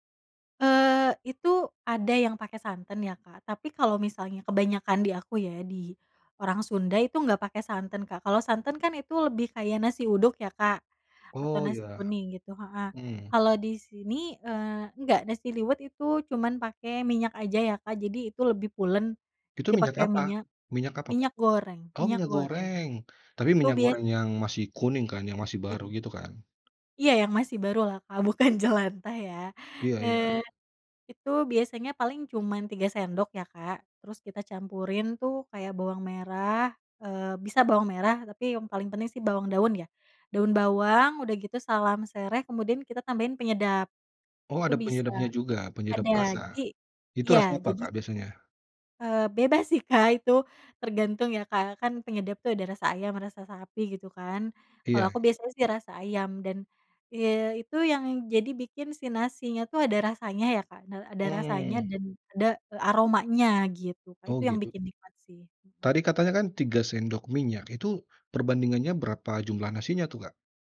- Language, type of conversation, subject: Indonesian, podcast, Bagaimana cara Anda menghemat biaya saat memasak untuk banyak orang?
- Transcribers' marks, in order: tapping; laughing while speaking: "bukan jelantah"